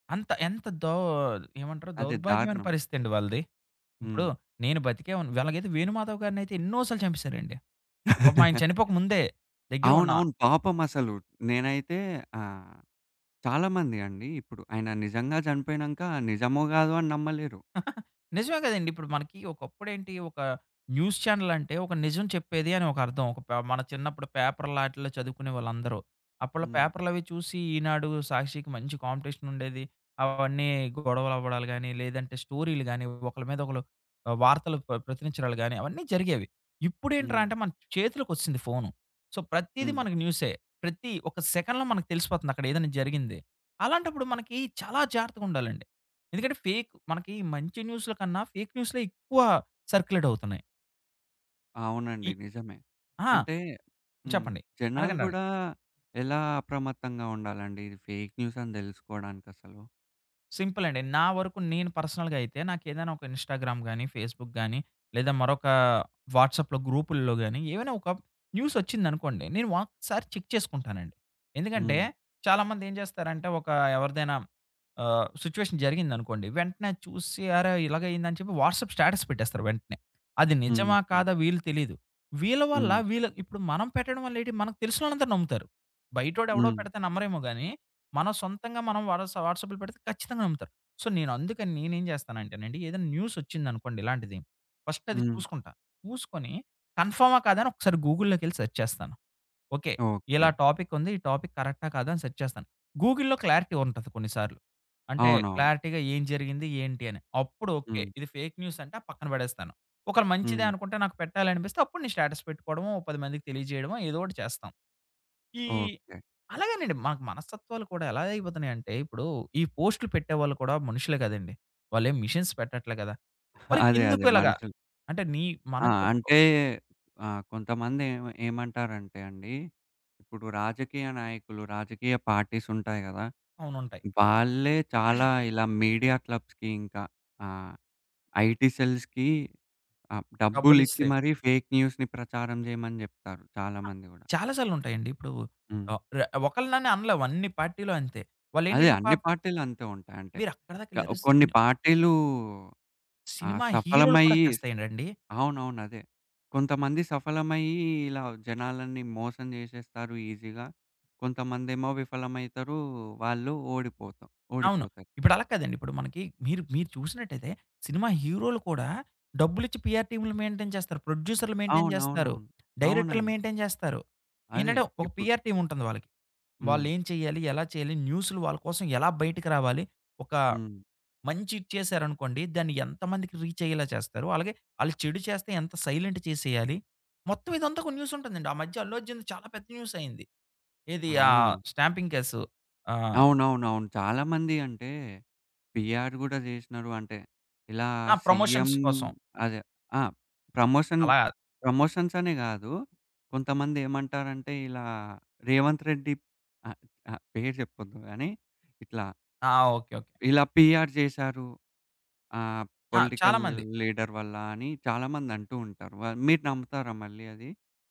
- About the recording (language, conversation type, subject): Telugu, podcast, నకిలీ వార్తలు ప్రజల నమ్మకాన్ని ఎలా దెబ్బతీస్తాయి?
- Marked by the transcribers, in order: laugh; other background noise; chuckle; in English: "పేపర్"; in English: "సో"; in English: "సెకండ్‌లో"; in English: "ఫేక్"; in English: "సర్క్యులేట్"; in English: "ఫేక్"; in English: "పర్సనల్‌గా"; in English: "ఇన్‌స్టాగ్రామ్"; in English: "ఫేస్‌బుక్"; in English: "వాట్సాప్‌లో"; in English: "చెక్"; in English: "సిట్యుయేషన్"; in English: "వాట్సాప్ స్టేటస్"; in English: "వాట్సప్‌లో"; in English: "సో"; in English: "ఫస్ట్"; in English: "గూగుల్‌లోకెళ్ళి సెర్చ్"; in English: "టాపిక్"; in English: "సెర్చ్"; in English: "గూగుల్‌లో క్లారిటీ"; in English: "క్లారిటీగా"; in English: "ఫేక్"; in English: "స్టేటస్"; in English: "మిషెన్స్"; in English: "మీడియా క్లబ్స్‌కి"; throat clearing; in English: "ఐటీసెల్స్‌కి"; in English: "ఫేక్ న్యూస్‌ని"; in English: "పార్టీలో"; in English: "ఈజీగా?"; in English: "మెయింటైన్"; in English: "మెయింటైన్"; in English: "మెయింటైన్"; in English: "పీఆర్"; in English: "సైలెంట్"; in English: "స్టాంపింగ్"; in English: "పిఆర్"; in English: "ప్రమోషన్స్"; in English: "సీఎం"; in English: "ప్రమోషన్ ప్రమోషన్స్"; in English: "పీఆర్"; in English: "పొలిటికల్ లీడర్"